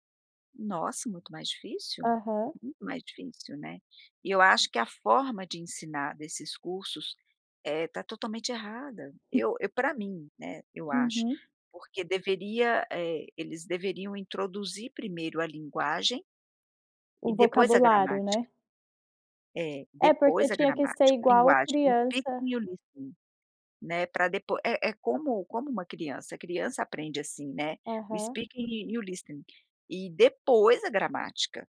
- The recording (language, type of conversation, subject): Portuguese, podcast, Como posso ensinar a língua ou o dialeto da minha família às crianças?
- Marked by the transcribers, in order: other background noise; chuckle; in English: "speaking"; tapping; in English: "listening"; in English: "speaking"; in English: "listening"